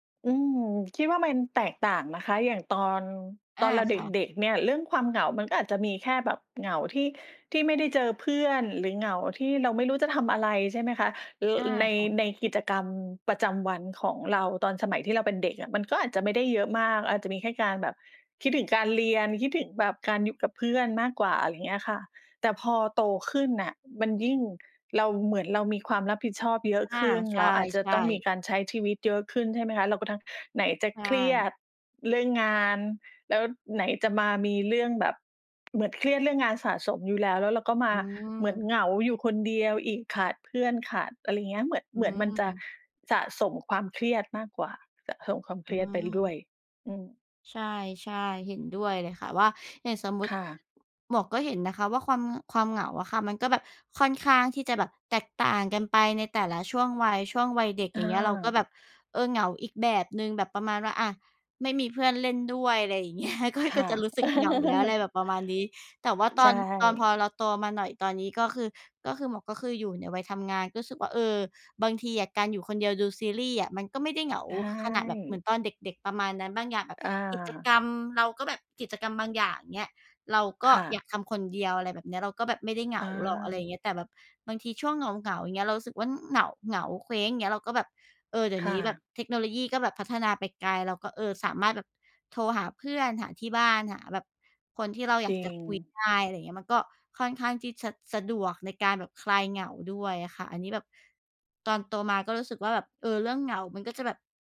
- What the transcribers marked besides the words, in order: laughing while speaking: "เงี้ย ก็"; chuckle
- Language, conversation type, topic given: Thai, unstructured, คุณคิดว่าความเหงาส่งผลต่อสุขภาพจิตอย่างไร?